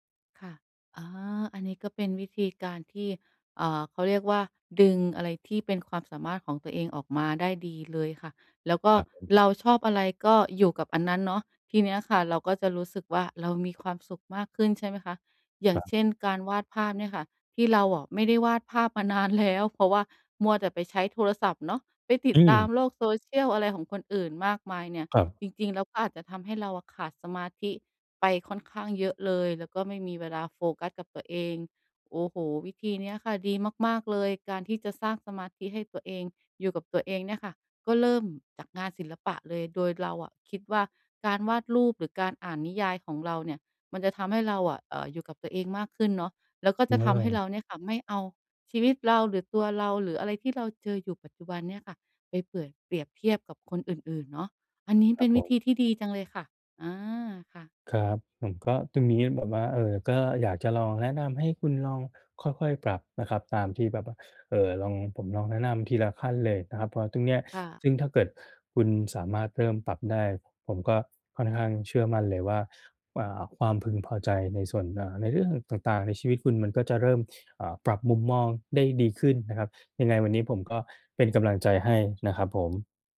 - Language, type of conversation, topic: Thai, advice, ฉันจะลดความรู้สึกกลัวว่าจะพลาดสิ่งต่าง ๆ (FOMO) ในชีวิตได้อย่างไร
- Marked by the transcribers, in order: laughing while speaking: "นานแล้ว"; sniff